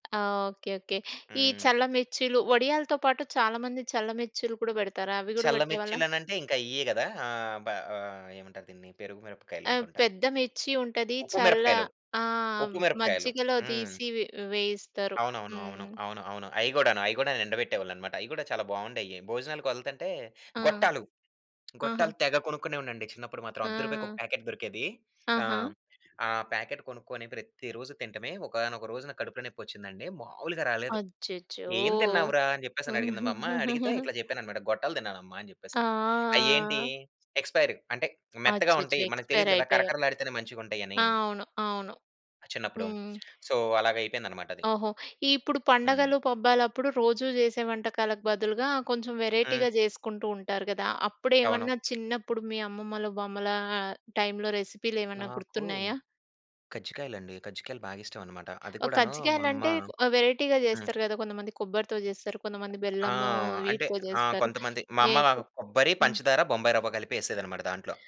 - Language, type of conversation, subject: Telugu, podcast, మీ చిన్నప్పటి ఆహారానికి సంబంధించిన ఒక జ్ఞాపకాన్ని మాతో పంచుకుంటారా?
- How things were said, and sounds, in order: tapping; "వెళ్తుంటే" said as "వళ్తుంటే"; other noise; in English: "ప్యాకెట్"; in English: "ప్యాకెట్"; giggle; other background noise; drawn out: "ఆ!"; in English: "ఎక్స్‌పైర్డ్"; in English: "ఎక్స్‌పైర్"; in English: "సో"; in English: "వేరైటీ‌గా"; in English: "వెరైటీగా"